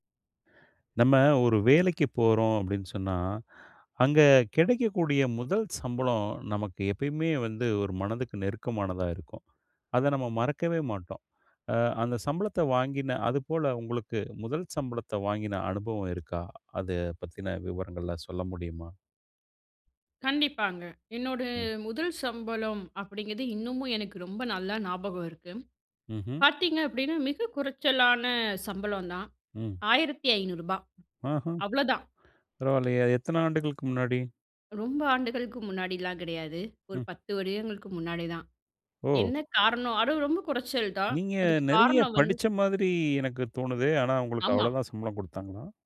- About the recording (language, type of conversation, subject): Tamil, podcast, முதலாம் சம்பளம் வாங்கிய நாள் நினைவுகளைப் பற்றி சொல்ல முடியுமா?
- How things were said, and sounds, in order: inhale; other background noise